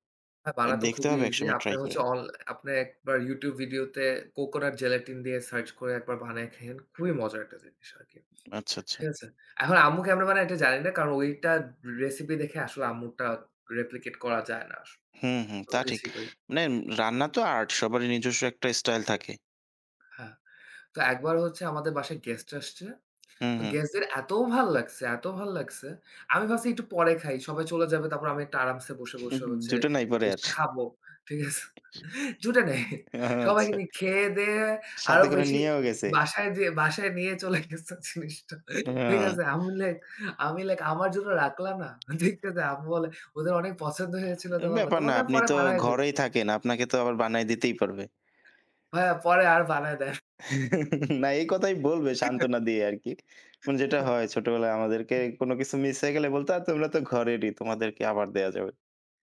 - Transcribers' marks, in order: tapping; chuckle; laughing while speaking: "ও আচ্ছা"; laughing while speaking: "ঠিক আছে? জুটে নাই"; unintelligible speech; laughing while speaking: "চলে গেছে জিনিসটা"; laughing while speaking: "দেখতে আম্মু বলে ওদের অনেক … পরে বানায় দিব"; chuckle; chuckle
- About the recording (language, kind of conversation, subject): Bengali, unstructured, খাবার নিয়ে আপনার সবচেয়ে মজার স্মৃতিটি কী?